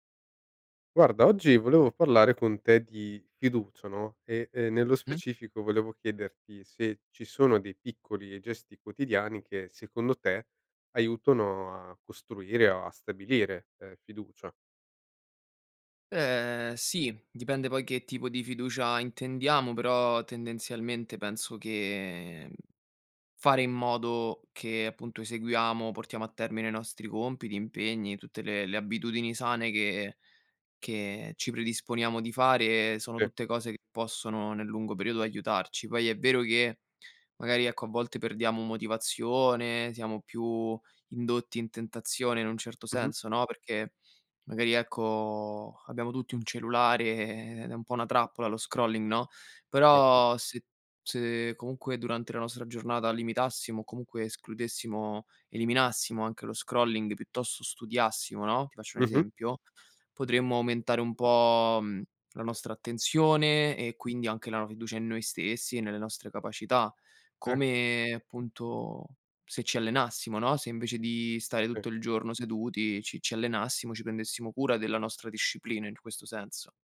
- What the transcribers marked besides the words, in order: in English: "scrolling"; in English: "scrolling"
- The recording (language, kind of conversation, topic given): Italian, podcast, Quali piccoli gesti quotidiani aiutano a creare fiducia?